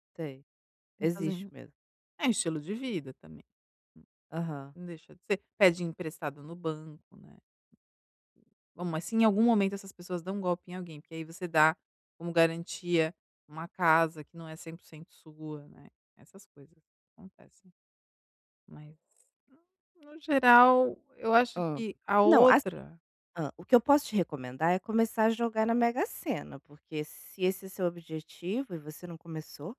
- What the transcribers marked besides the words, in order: tapping
- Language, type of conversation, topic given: Portuguese, advice, Como posso equilibrar minha ambição com expectativas realistas?